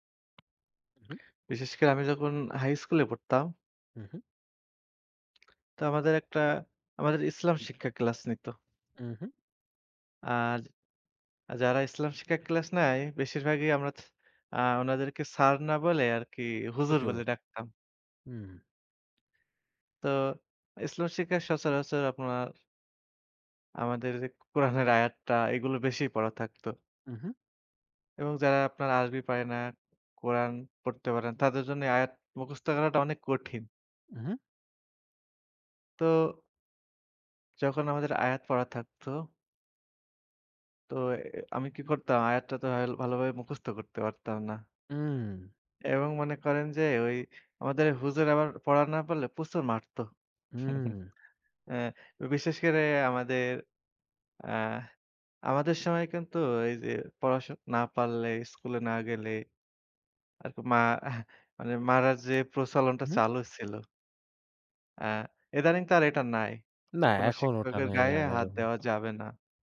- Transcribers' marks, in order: chuckle
- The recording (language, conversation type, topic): Bengali, unstructured, তোমার প্রিয় শিক্ষক কে এবং কেন?